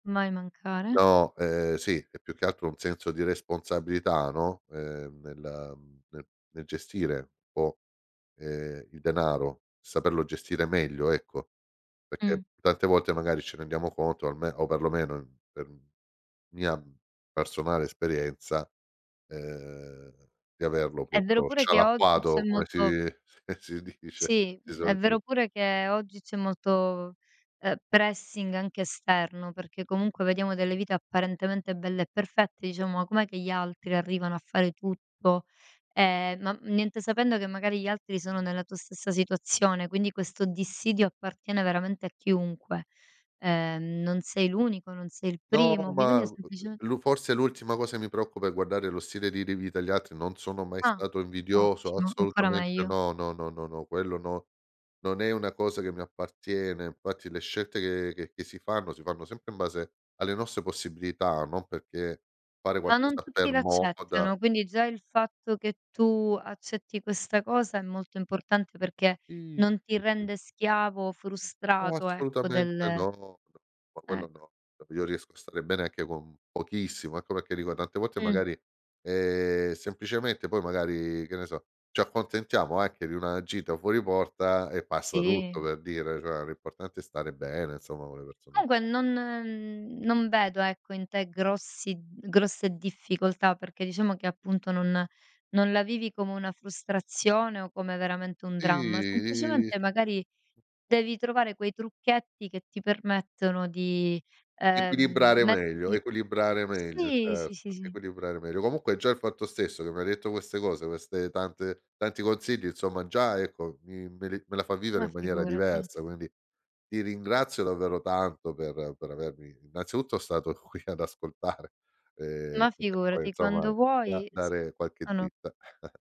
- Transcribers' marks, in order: other background noise; "proprio" said as "propio"; laughing while speaking: "si dice"; drawn out: "I"; "Comunque" said as "cunghe"; drawn out: "Sì"; laughing while speaking: "stato qui ad ascoltare"; chuckle
- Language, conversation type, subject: Italian, advice, Come posso conciliare la voglia di risparmiare con il desiderio di godermi la vita?